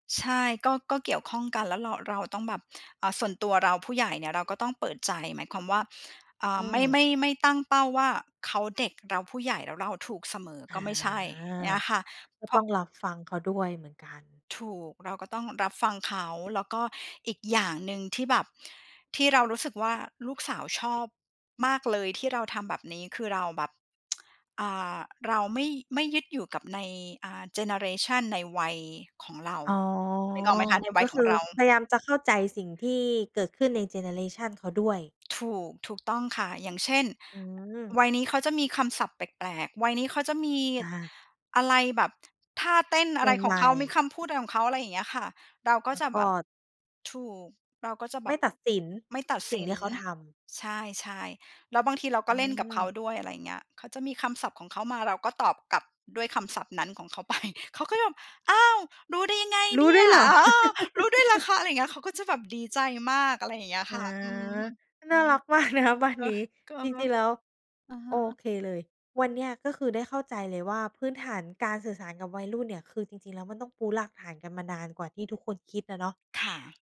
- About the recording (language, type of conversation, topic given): Thai, podcast, มีวิธีสื่อสารกับวัยรุ่นที่บ้านอย่างไรให้ได้ผล?
- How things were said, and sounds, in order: drawn out: "อา"; tsk; laughing while speaking: "ไป"; surprised: "อ้าว รู้ได้ไงเนี่ย ? อ๋อ รู้ด้วยเหรอคะ ?"; laugh; laughing while speaking: "มากนะคะ"